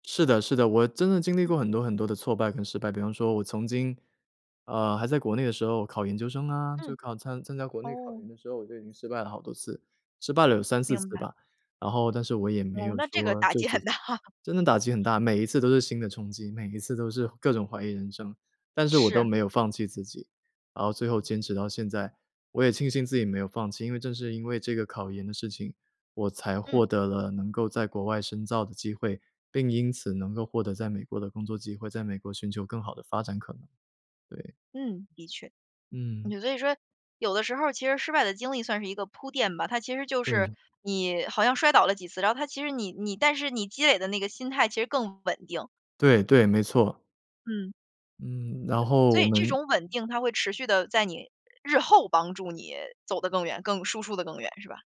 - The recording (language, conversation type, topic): Chinese, podcast, 怎样克服害怕失败，勇敢去做实验？
- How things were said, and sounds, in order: laughing while speaking: "很大"; other background noise